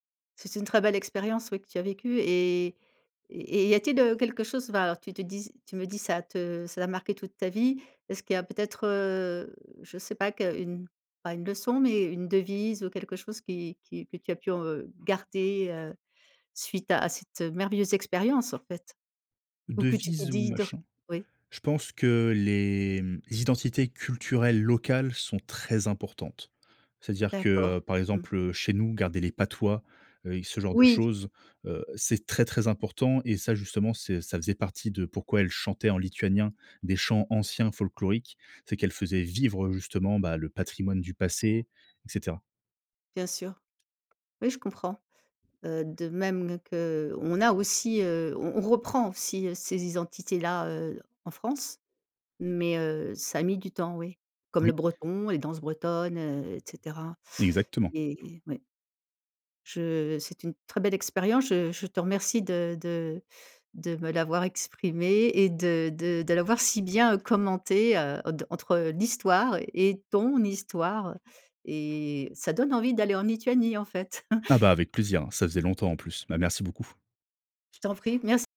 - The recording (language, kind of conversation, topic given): French, podcast, Quel plat découvert en voyage raconte une histoire selon toi ?
- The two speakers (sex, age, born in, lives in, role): female, 55-59, France, France, host; male, 30-34, France, France, guest
- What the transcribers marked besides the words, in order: drawn out: "heu"; stressed: "Oui"; other background noise; tapping; chuckle